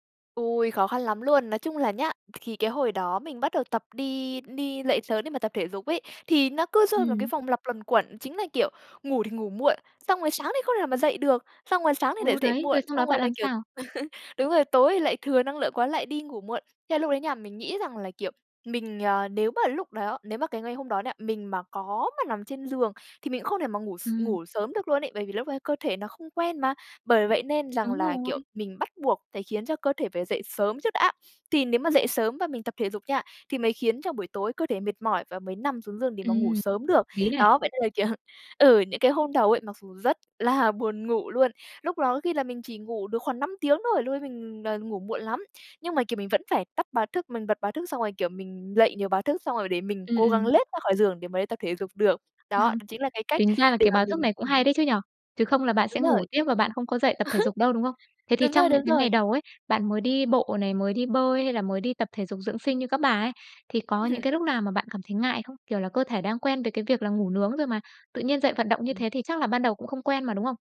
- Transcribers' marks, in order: tapping; "thì" said as "khì"; laugh; laughing while speaking: "kiểu"; laughing while speaking: "Ờ"; laugh; laughing while speaking: "Ừm"; other background noise
- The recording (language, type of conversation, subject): Vietnamese, podcast, Bạn duy trì việc tập thể dục thường xuyên bằng cách nào?